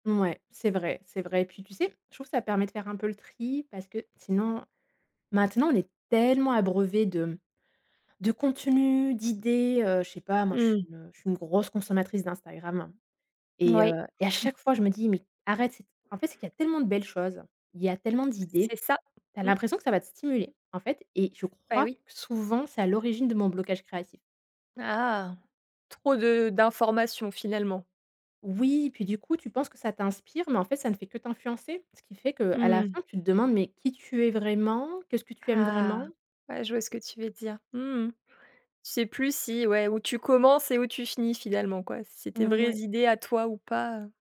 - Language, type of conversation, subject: French, podcast, Comment surmontes-tu, en général, un blocage créatif ?
- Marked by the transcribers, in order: other background noise; stressed: "tellement"; chuckle; tapping